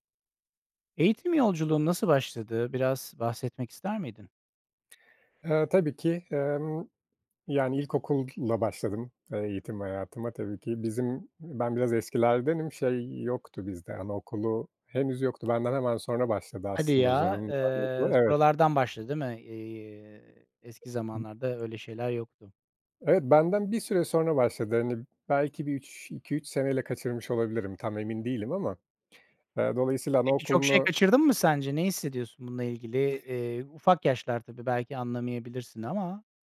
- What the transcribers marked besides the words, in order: other background noise; unintelligible speech
- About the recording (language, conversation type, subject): Turkish, podcast, Eğitim yolculuğun nasıl başladı, anlatır mısın?